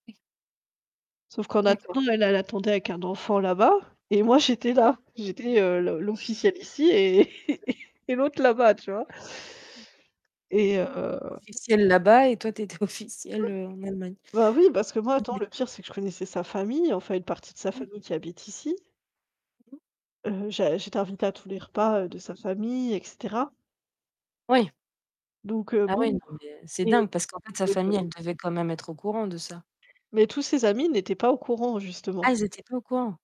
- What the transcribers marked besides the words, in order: other background noise; distorted speech; static; background speech; laughing while speaking: "et"; laughing while speaking: "tu étais"; unintelligible speech; tapping; unintelligible speech
- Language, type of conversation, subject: French, unstructured, As-tu déjà été confronté à une trahison, et comment as-tu réagi ?